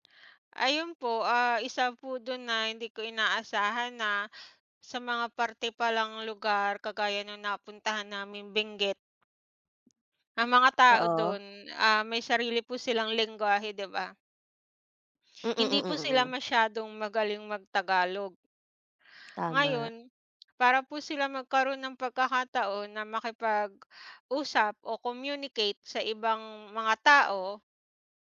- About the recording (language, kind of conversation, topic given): Filipino, unstructured, Ano ang pinakanakapagulat sa iyo noong bumisita ka sa isang bagong lugar?
- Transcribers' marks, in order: in English: "communicate"